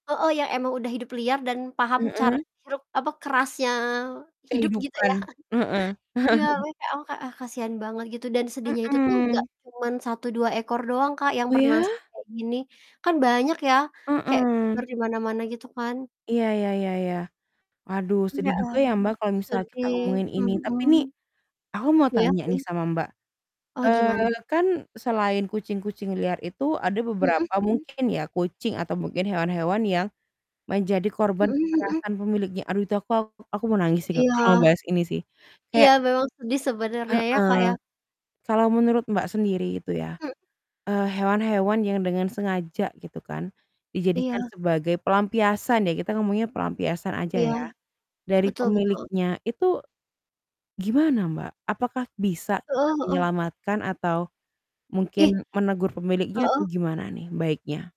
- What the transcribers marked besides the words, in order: distorted speech; chuckle; static
- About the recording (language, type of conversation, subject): Indonesian, unstructured, Bagaimana perasaanmu melihat hewan yang disiksa oleh pemiliknya?